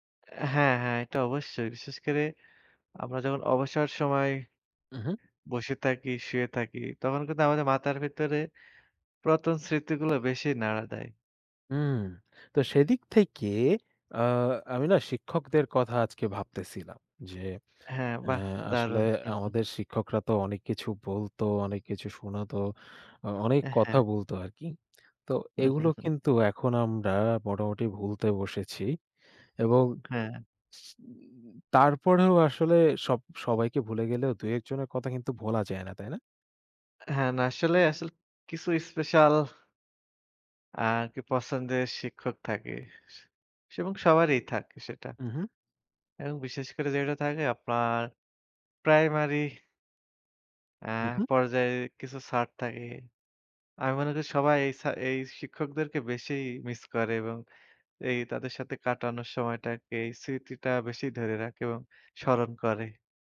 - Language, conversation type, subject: Bengali, unstructured, তোমার প্রিয় শিক্ষক কে এবং কেন?
- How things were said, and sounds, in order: "পুরাতন" said as "প্রতন"; chuckle; sniff